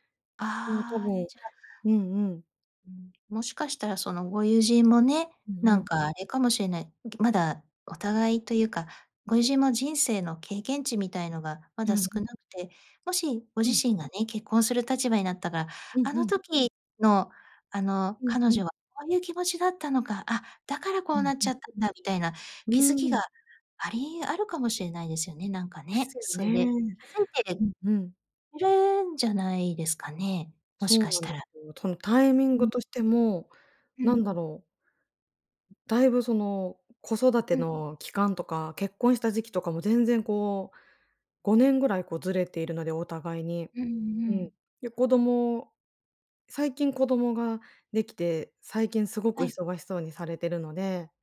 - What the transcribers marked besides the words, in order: other background noise
- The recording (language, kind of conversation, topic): Japanese, advice, 理由がわからないまま友人と疎遠になってしまったのですが、どうすればよいですか？